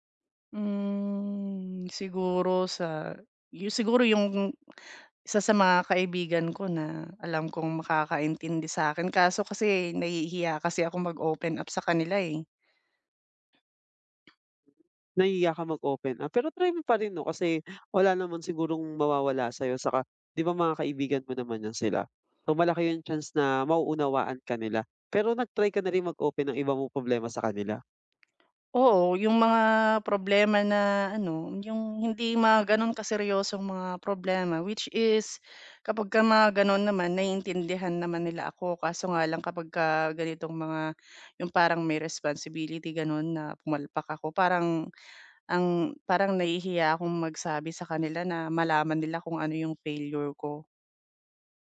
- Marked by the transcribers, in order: drawn out: "Hmm"; tapping; lip smack
- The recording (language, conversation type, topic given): Filipino, advice, Paano mo haharapin ang takot na magkamali o mabigo?